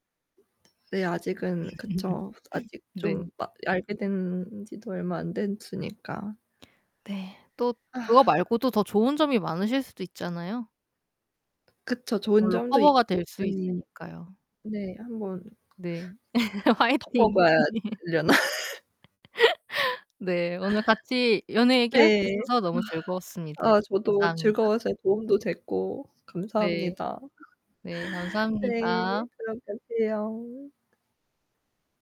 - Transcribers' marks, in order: other background noise; laugh; distorted speech; laugh; laughing while speaking: "화이팅"; laugh; static
- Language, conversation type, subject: Korean, unstructured, 연애에서 가장 중요한 가치는 무엇이라고 생각하시나요?